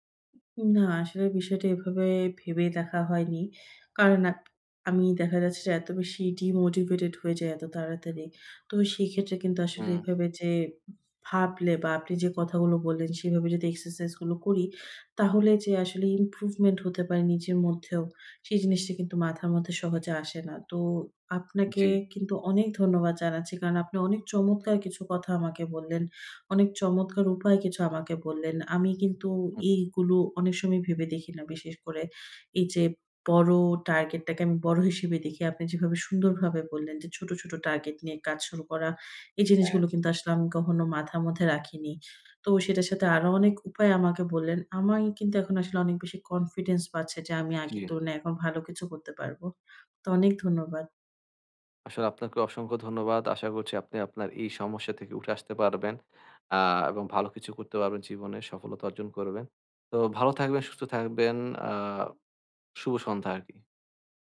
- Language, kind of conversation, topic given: Bengali, advice, ধীর অগ্রগতির সময় আমি কীভাবে অনুপ্রেরণা বজায় রাখব এবং নিজেকে কীভাবে পুরস্কৃত করব?
- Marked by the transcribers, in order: tapping